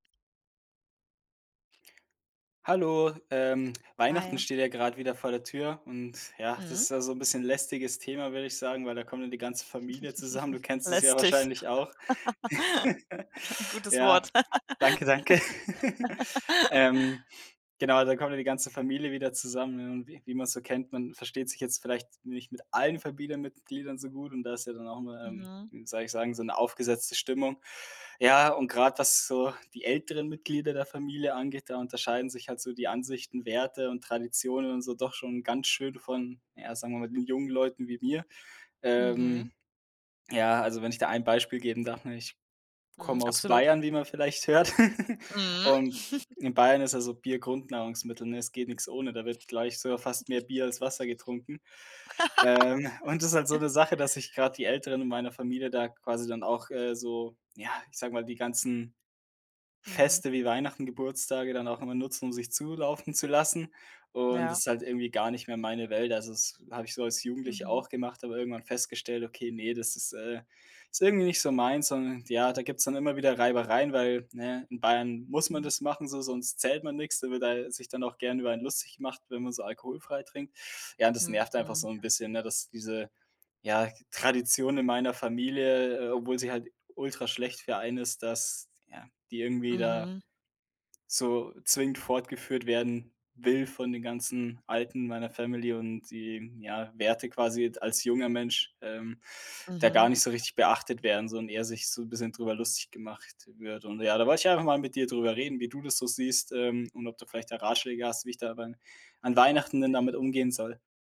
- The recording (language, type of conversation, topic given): German, advice, Wie gehe ich mit Familientraditionen um, wenn sie nicht mit meinen eigenen Werten übereinstimmen?
- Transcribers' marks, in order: other background noise; chuckle; laughing while speaking: "zusammen"; laugh; chuckle; giggle; laugh; stressed: "allen"; chuckle; chuckle; chuckle; laugh; background speech